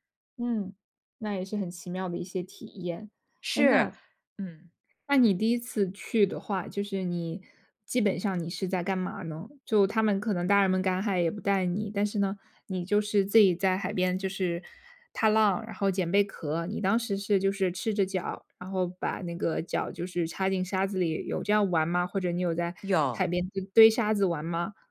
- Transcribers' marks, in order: other background noise
- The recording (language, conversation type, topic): Chinese, podcast, 你第一次看到大海时是什么感觉？